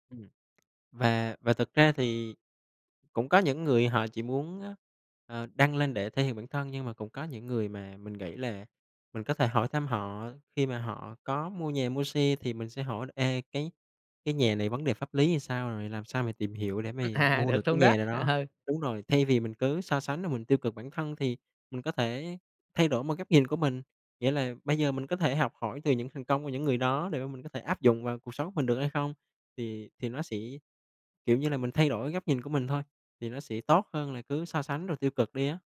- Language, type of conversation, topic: Vietnamese, advice, Việc so sánh bản thân trên mạng xã hội đã khiến bạn giảm tự tin và thấy mình kém giá trị như thế nào?
- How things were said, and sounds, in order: tapping; other background noise; laughing while speaking: "à"; laughing while speaking: "ờ"